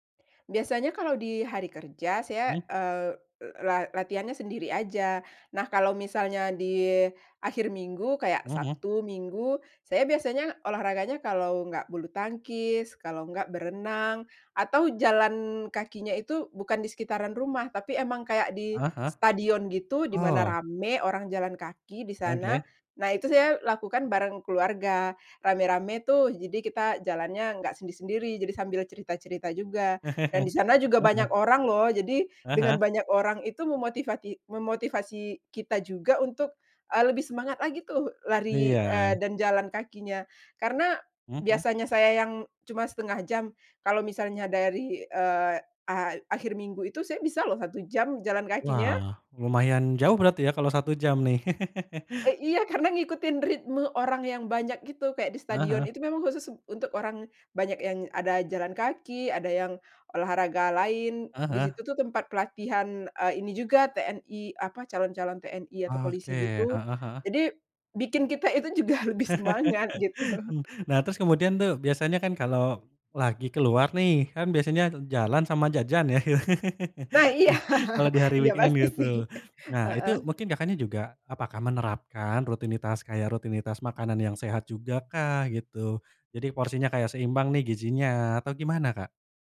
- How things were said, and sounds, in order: chuckle; other background noise; laugh; laughing while speaking: "juga lebih semangat, gitu"; laugh; laugh; in English: "weekend"; laughing while speaking: "iya. Iya pasti, sih"
- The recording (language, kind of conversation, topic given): Indonesian, podcast, Seperti apa rutinitas sehat yang Anda jalani setiap hari?